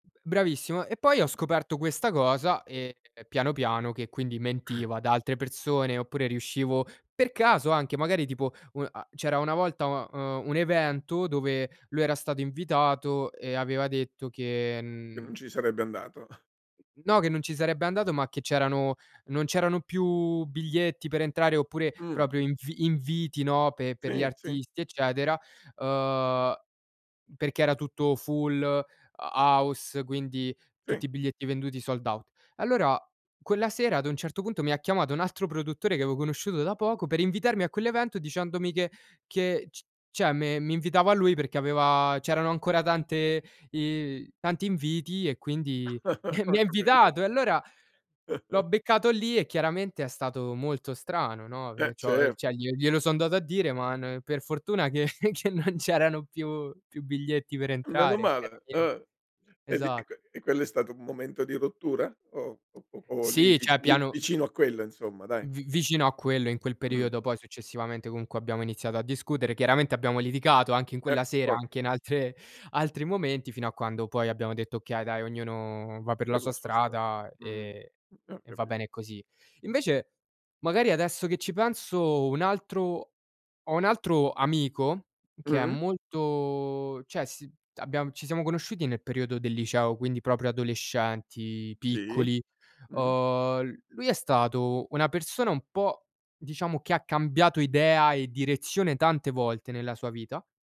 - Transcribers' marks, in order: other background noise; throat clearing; cough; drawn out: "più"; "proprio" said as "propio"; in English: "full"; in English: "sold out"; "avevo" said as "aveo"; "cioè" said as "ceh"; drawn out: "aveva"; drawn out: "i"; chuckle; laughing while speaking: "Ho capi"; chuckle; stressed: "mi ha invitato"; chuckle; "cioè" said as "ceh"; chuckle; "cioè" said as "ceh"; tapping; "litigato" said as "liticato"; laughing while speaking: "altre"; drawn out: "ognuno"; drawn out: "molto"; "cioè" said as "ceh"; "proprio" said as "propo"; drawn out: "adolescenti"
- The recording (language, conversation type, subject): Italian, podcast, Come reagisci quando scopri che una persona a te vicina ti ha detto una bugia?
- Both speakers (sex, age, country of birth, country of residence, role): male, 20-24, Romania, Romania, guest; male, 60-64, Italy, Italy, host